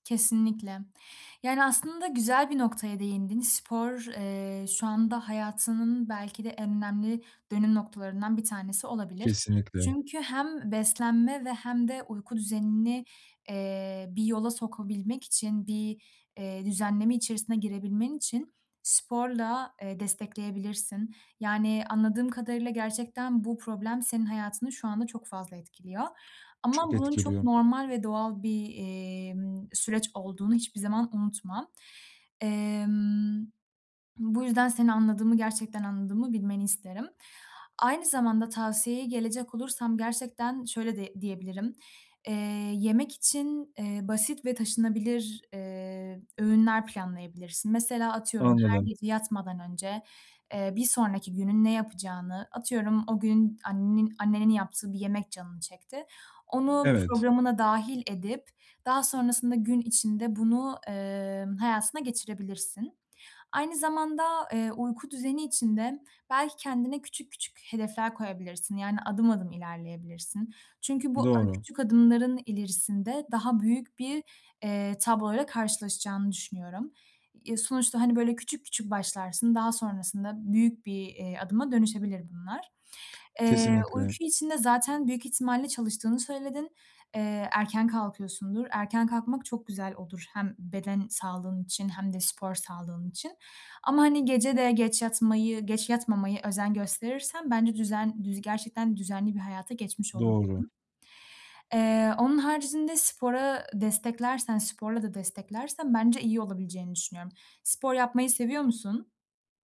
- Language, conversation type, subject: Turkish, advice, Yeni bir yerde beslenme ve uyku düzenimi nasıl iyileştirebilirim?
- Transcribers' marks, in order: other background noise; tapping; swallow